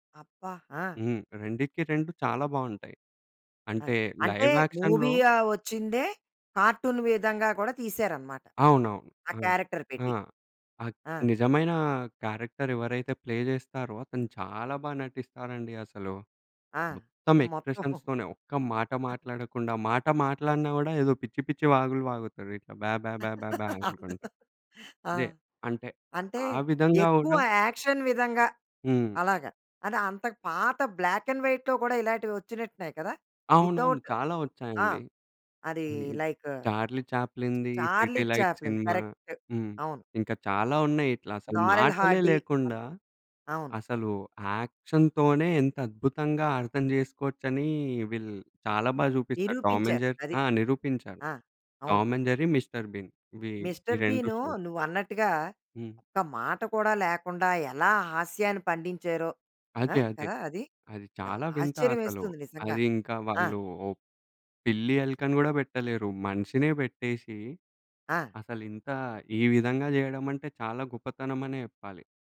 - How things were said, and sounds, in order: in English: "లైవ్ యాక్షన్‌లో"; in English: "కార్టూన్"; in English: "క్యారెక్టర్"; in English: "క్యారెక్టర్"; in English: "ప్లే"; in English: "ఎక్స్‌ప్రెషన్స్‌తోనే"; laughing while speaking: "మొత్తం"; chuckle; laughing while speaking: "అందులో"; in English: "యాక్షన్"; in English: "బ్లాక్ అండ్ వైట్‌లో"; in English: "వితౌట్"; in English: "కరెక్ట్"; in English: "యాక్షన్‌తోనే"; in English: "షోస్"; horn
- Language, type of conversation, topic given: Telugu, podcast, చిన్న వయసులో మీరు చూసిన ఒక కార్టూన్ గురించి చెప్పగలరా?